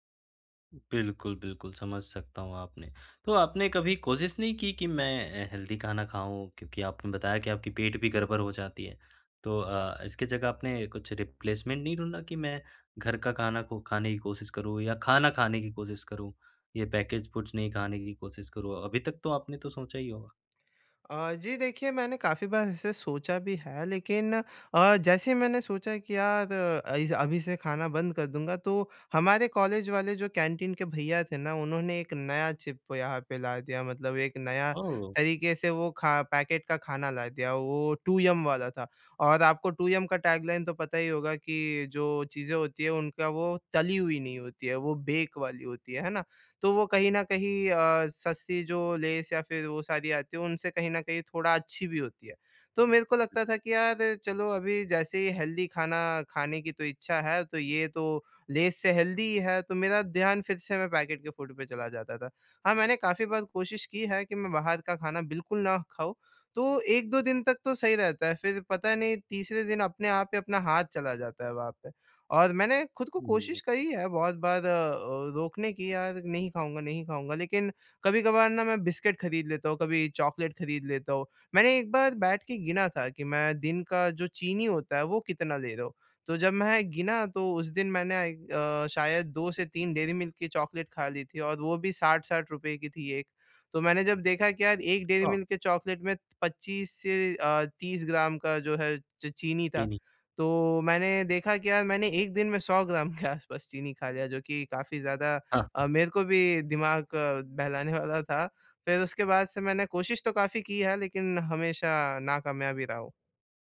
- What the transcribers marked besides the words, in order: in English: "हेल्दी"; in English: "रिप्लेसमेंट"; in English: "पैकेज्ड फूड्स"; in English: "टैगलाइन"; in English: "बेक"; other background noise; in English: "हेल्दी"; in English: "हेल्दी"; in English: "फूड"; laughing while speaking: "आस"; tapping
- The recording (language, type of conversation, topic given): Hindi, advice, पैकेज्ड भोजन पर निर्भरता कैसे घटाई जा सकती है?